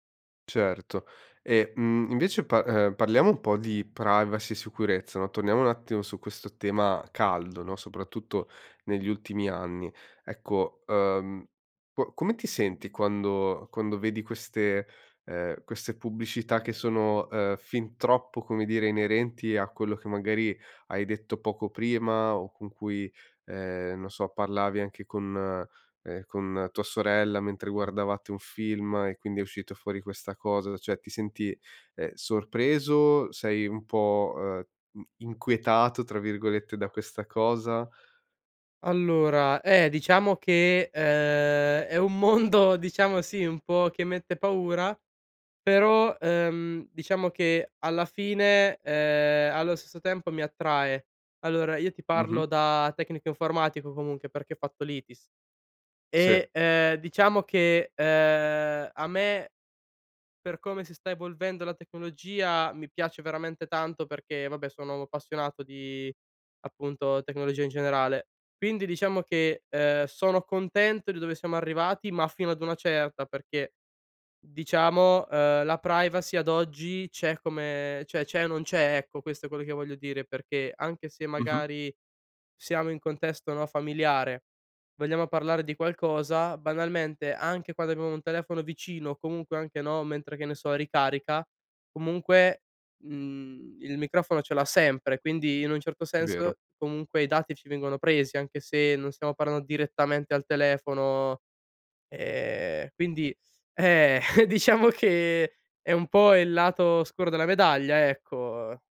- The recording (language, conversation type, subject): Italian, podcast, Cosa pensi delle case intelligenti e dei dati che raccolgono?
- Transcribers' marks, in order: laughing while speaking: "mondo"; "parlando" said as "parland"; chuckle; laughing while speaking: "diciamo che"; tapping